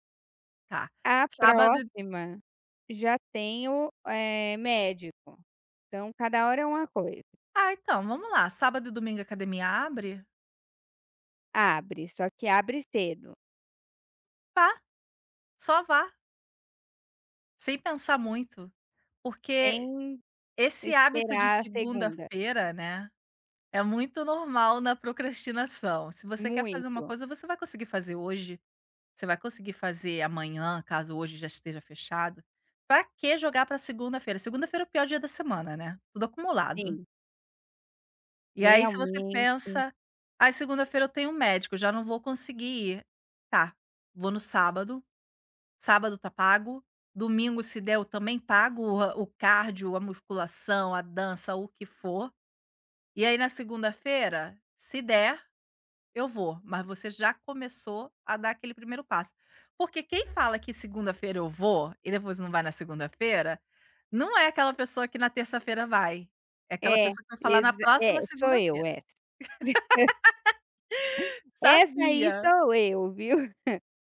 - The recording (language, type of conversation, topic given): Portuguese, advice, Como posso parar de procrastinar, mesmo sabendo exatamente o que devo fazer, usando técnicas de foco e intervalos?
- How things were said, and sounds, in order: other background noise; chuckle; laugh; chuckle